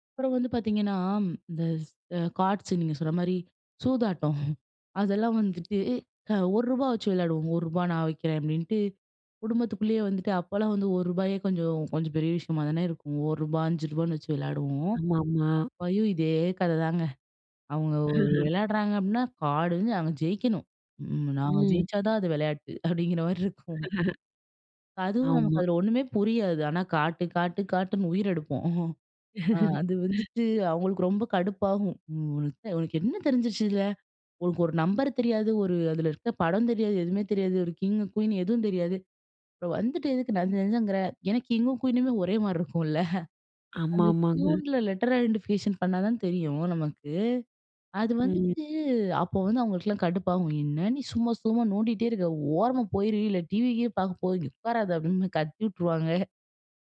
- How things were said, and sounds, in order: in English: "கார்ட்ஸ்"; laughing while speaking: "சூதாட்டம்"; other noise; other background noise; chuckle; laughing while speaking: "அப்படிங்கிற மாதிரி இருக்கும்"; chuckle; chuckle; in English: "கிங், குயின்"; in English: "கிங்கும் குயீனுமே"; chuckle; laughing while speaking: "இருக்குல்ல"; in English: "ட்யூன்ல லெட்டர் ஐடென்டிஃபிகேஷன்"; tapping; laughing while speaking: "வுட்டுருவாங்க"
- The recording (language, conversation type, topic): Tamil, podcast, குடும்பத்தோடு சேர்ந்து விளையாடும் பழக்கம் உங்கள் வாழ்க்கையை எப்படிப் பாதித்தது?